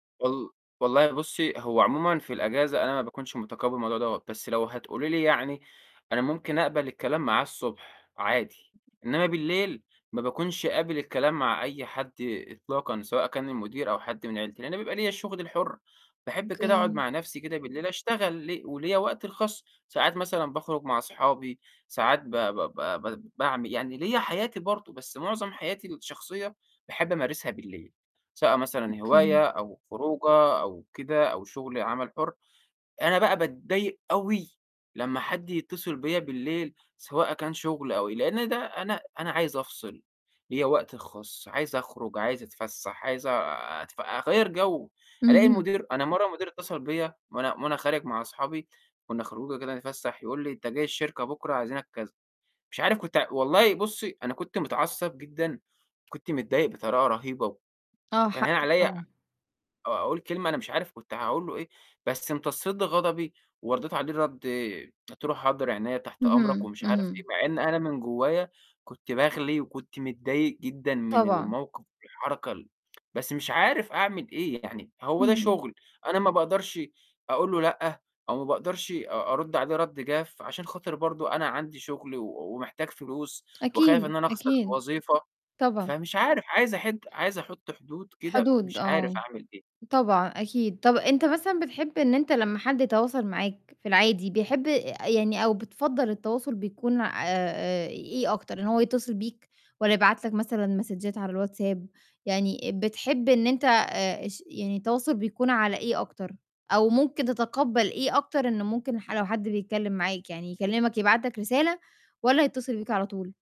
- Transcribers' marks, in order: distorted speech; tapping; in English: "مسدجات"
- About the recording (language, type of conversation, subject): Arabic, advice, إزاي أقدر أظبط حدود التواصل بالمكالمات والرسائل عشان مايبقاش مُزعج؟